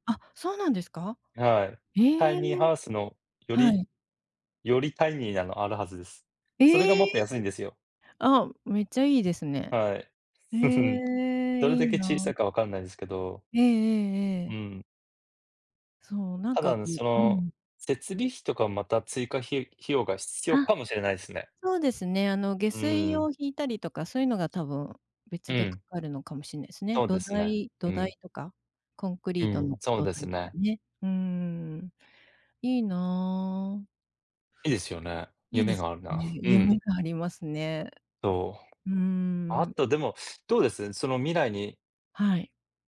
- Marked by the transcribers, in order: other background noise; surprised: "ええ！"; other noise; chuckle
- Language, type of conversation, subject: Japanese, unstructured, 未来の暮らしはどのようになっていると思いますか？